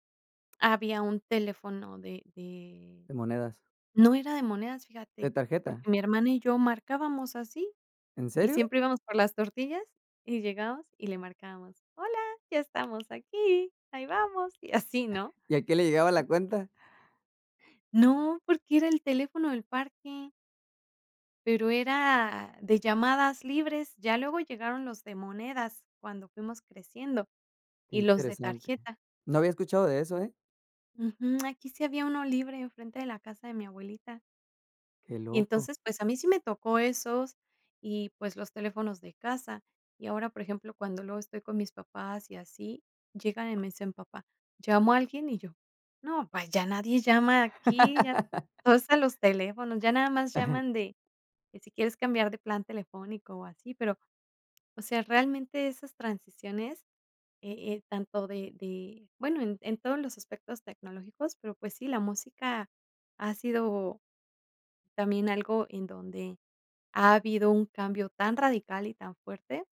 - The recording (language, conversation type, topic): Spanish, podcast, ¿Cómo descubres música nueva hoy en día?
- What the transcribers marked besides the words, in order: put-on voice: "Hola, ya estamos aquí, ahí vamos"; laugh; tapping